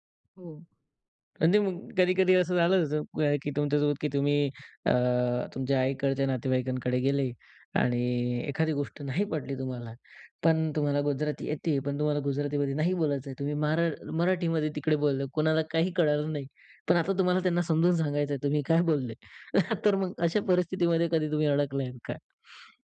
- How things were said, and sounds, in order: tapping; chuckle
- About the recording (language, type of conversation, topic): Marathi, podcast, लहानपणी दोन वेगवेगळ्या संस्कृतींमध्ये वाढण्याचा तुमचा अनुभव कसा होता?